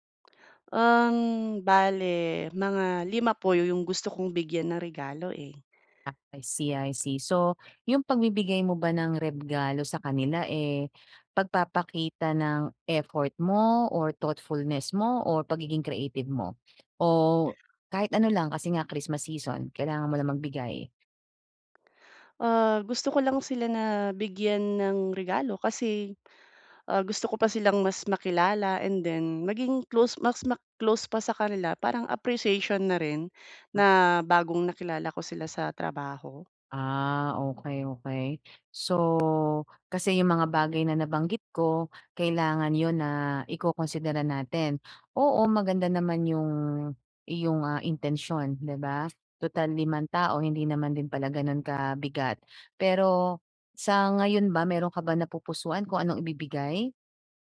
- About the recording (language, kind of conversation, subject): Filipino, advice, Paano ako pipili ng regalong magugustuhan nila?
- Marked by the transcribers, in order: other background noise; sniff; tapping; other noise